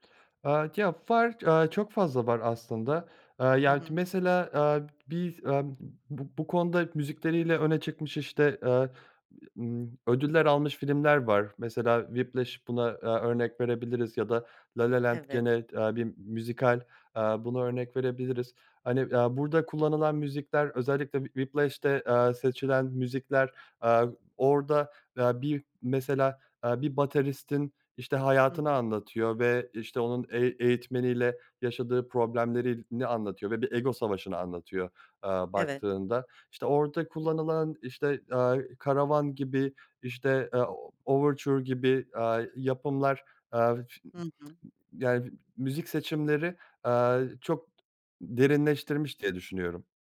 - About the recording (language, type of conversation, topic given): Turkish, podcast, Müzik filmle buluştuğunda duygularınız nasıl etkilenir?
- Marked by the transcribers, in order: other background noise; tapping; unintelligible speech